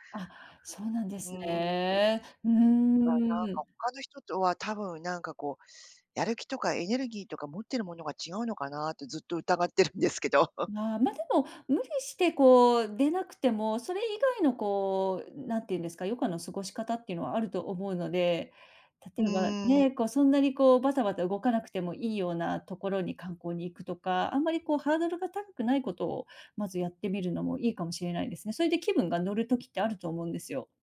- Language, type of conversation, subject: Japanese, advice, 余暇の過ごし方に満足できず、無為な時間が多いと感じるのはなぜですか？
- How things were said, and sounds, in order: laughing while speaking: "疑ってるんですけど"; chuckle; groan; other noise